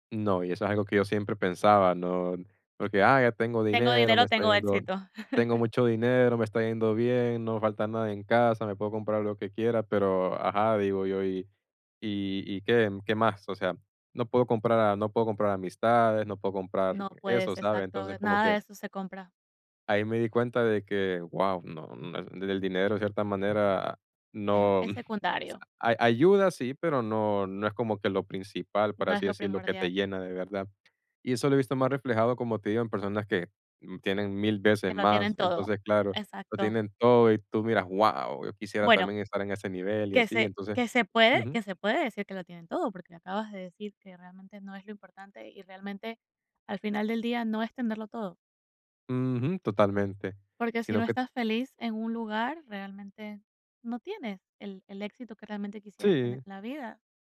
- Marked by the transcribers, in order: chuckle; unintelligible speech
- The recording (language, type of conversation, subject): Spanish, podcast, ¿Cómo defines el éxito en tu vida?
- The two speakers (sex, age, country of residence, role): female, 30-34, United States, host; male, 20-24, United States, guest